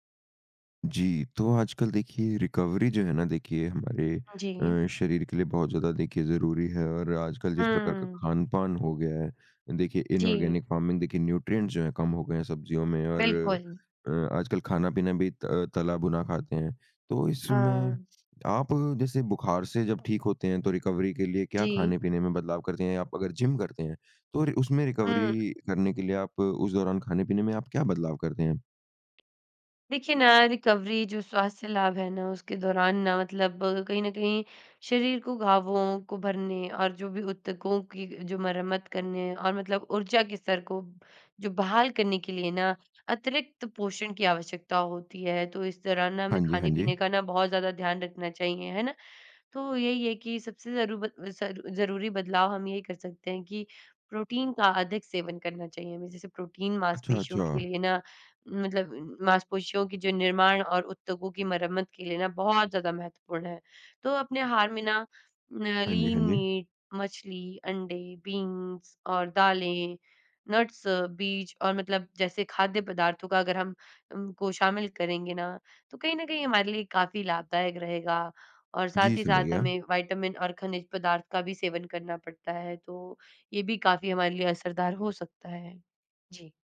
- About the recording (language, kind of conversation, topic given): Hindi, podcast, रिकवरी के दौरान खाने-पीने में आप क्या बदलाव करते हैं?
- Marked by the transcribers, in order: in English: "रिकवरी"; in English: "इनॉर्गेनिक फ़ार्मिंग"; in English: "न्यूट्रिएंट्स"; in English: "रिकवरी"; in English: "रिकवरी"; in English: "रिकवरी"